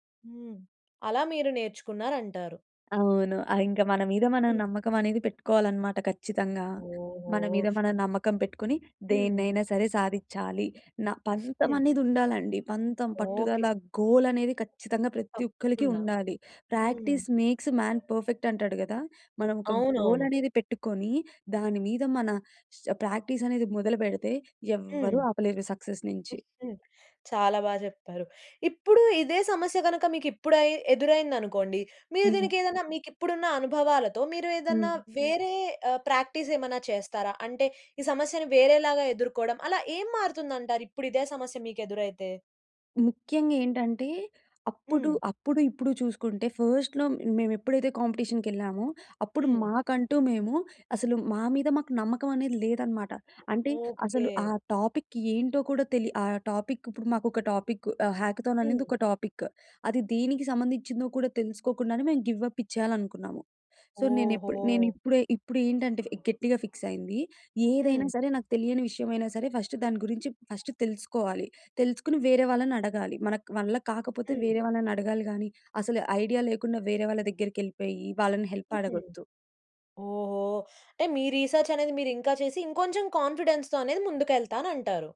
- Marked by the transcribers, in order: other noise; other background noise; in English: "గోల్"; stressed: "గోల్"; in English: "ప్రాక్టీస్ మేక్స్ మాన్ పర్ఫెక్ట్"; in English: "గోల్"; in English: "ప్రాక్టీస్"; in English: "సక్సెస్"; chuckle; in English: "ప్రాక్టీస్"; in English: "ఫస్ట్‌లో"; in English: "కాంపిటీషన్‌కీ"; in English: "టాపిక్"; in English: "టాపిక్"; in English: "టాపిక్"; in English: "హ్యాకథాన్"; in English: "టాపిక్"; in English: "గివ్ అప్"; in English: "సో"; in English: "ఫిక్స్"; in English: "ఫస్ట్"; in English: "ఫస్ట్"; in English: "హెల్ప్"; in English: "రీసర్చ్"; in English: "కాన్‌ఫిడెన్స్‌తో"
- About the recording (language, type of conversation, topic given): Telugu, podcast, ప్రాక్టీస్‌లో మీరు ఎదుర్కొన్న అతిపెద్ద ఆటంకం ఏమిటి, దాన్ని మీరు ఎలా దాటేశారు?